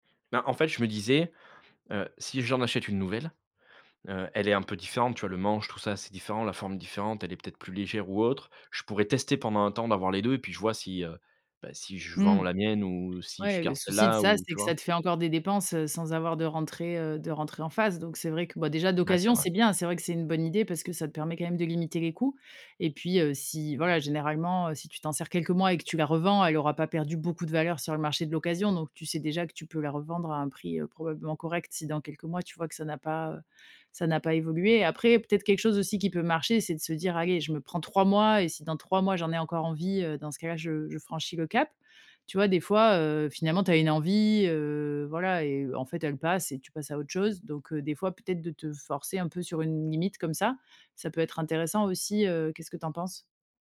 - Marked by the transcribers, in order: none
- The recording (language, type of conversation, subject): French, advice, Pourquoi achetez-vous des objets coûteux que vous utilisez peu, mais que vous pensez nécessaires ?